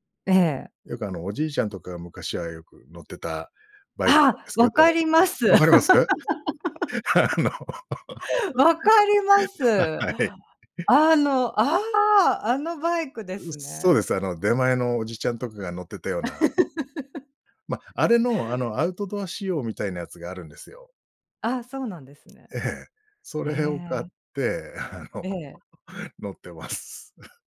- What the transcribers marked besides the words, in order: laugh; laughing while speaking: "あの、はい"; surprised: "ああ"; laugh; laughing while speaking: "あの"; exhale
- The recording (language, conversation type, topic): Japanese, podcast, 休みの日はどんな風にリセットしてる？